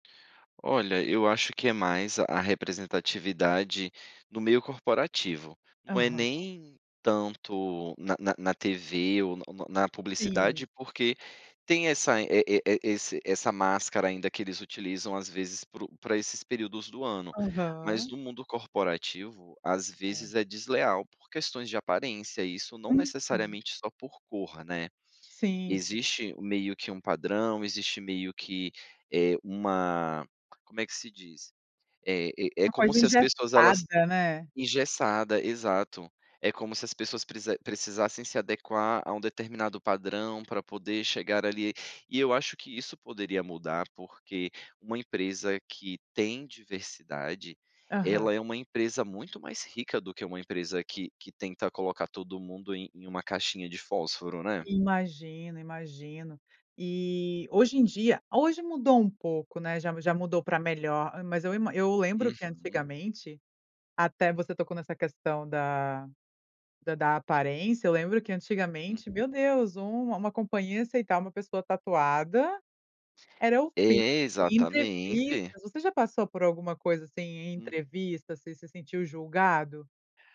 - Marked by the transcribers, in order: none
- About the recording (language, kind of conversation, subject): Portuguese, podcast, O que a palavra representatividade significa para você hoje?